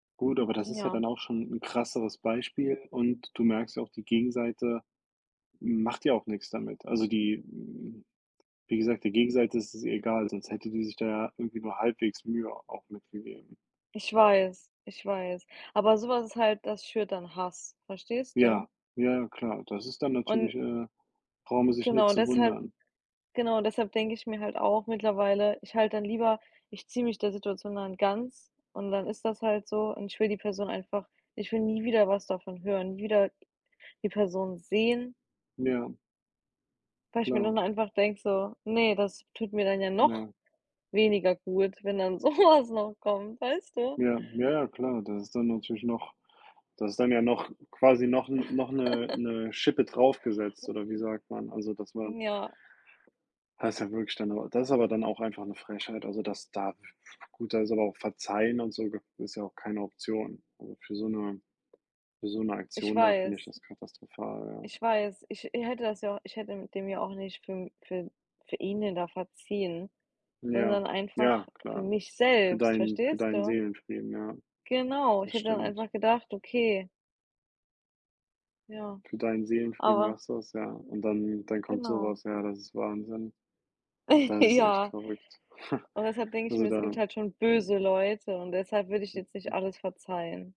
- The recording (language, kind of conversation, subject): German, unstructured, Wie wichtig ist es dir, nach einem Konflikt zu verzeihen?
- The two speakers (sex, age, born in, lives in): female, 25-29, Germany, United States; male, 30-34, Germany, United States
- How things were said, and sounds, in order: other background noise; stressed: "noch"; laughing while speaking: "so was"; laugh; tapping; unintelligible speech; laugh; laughing while speaking: "Ja"; chuckle; unintelligible speech